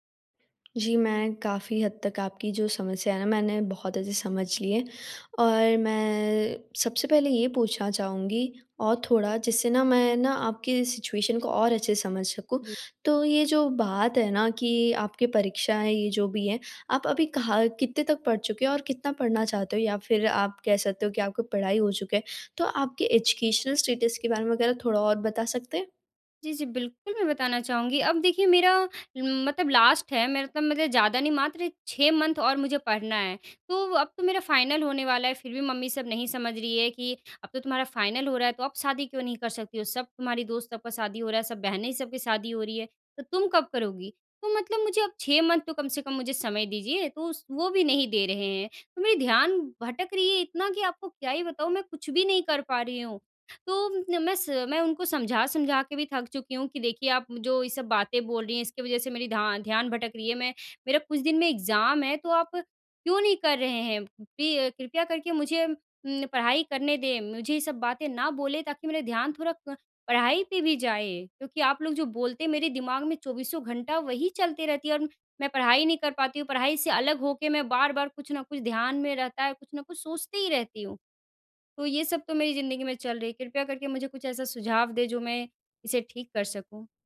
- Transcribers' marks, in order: in English: "सिचुएशन"; in English: "एजुकेशनल स्टेटस"; tapping; in English: "लास्ट"; in English: "मंथ"; in English: "फ़ाइनल"; in English: "फ़ाइनल"; in English: "मंथ"; in English: "एग्ज़ाम"
- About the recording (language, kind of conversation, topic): Hindi, advice, मेरा ध्यान दिनभर बार-बार भटकता है, मैं साधारण कामों पर ध्यान कैसे बनाए रखूँ?